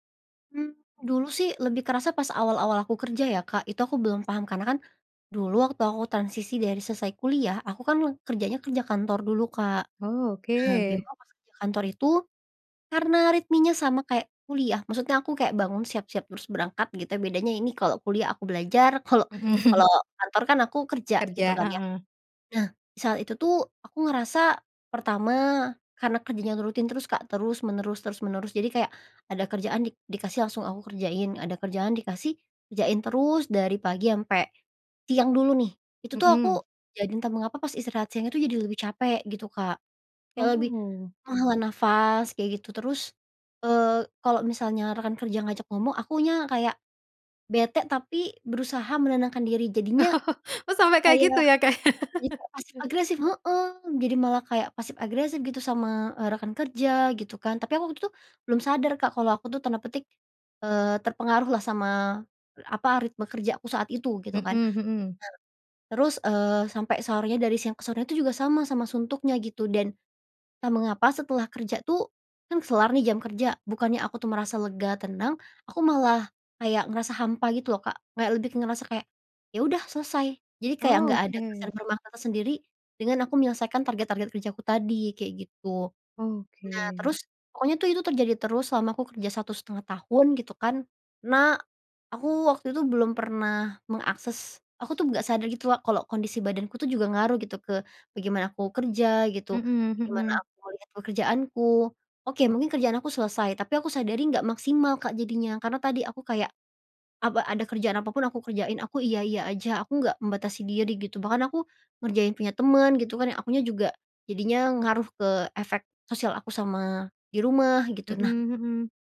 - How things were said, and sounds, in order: laughing while speaking: "Mhm"; laugh; laughing while speaking: "Kak ya"; chuckle
- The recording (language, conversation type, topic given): Indonesian, podcast, Bagaimana mindfulness dapat membantu saat bekerja atau belajar?